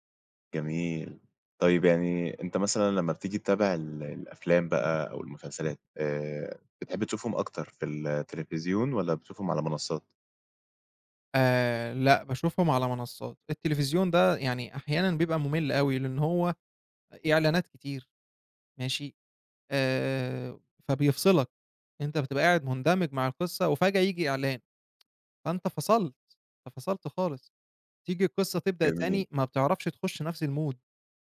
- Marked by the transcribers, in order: tapping; in English: "الmood"
- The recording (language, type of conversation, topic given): Arabic, podcast, احكيلي عن هوايتك المفضلة وإزاي بدأت فيها؟
- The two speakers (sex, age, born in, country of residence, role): male, 20-24, Egypt, Egypt, host; male, 25-29, Egypt, Egypt, guest